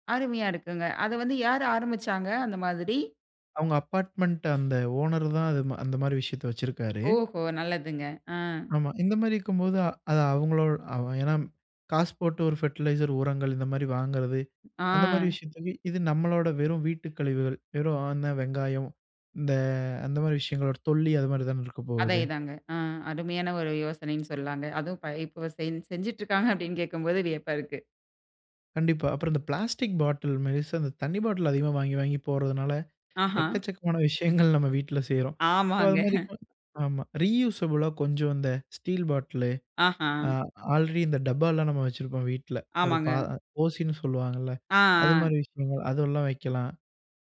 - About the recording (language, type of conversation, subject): Tamil, podcast, குப்பையைச் சரியாக அகற்றி மறுசுழற்சி செய்வது எப்படி?
- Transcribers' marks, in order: tapping; in English: "ஃபெர்டிலைசர்"; chuckle; other background noise; laughing while speaking: "ஆமாங்க"; in English: "ரீயூசபுளா"; inhale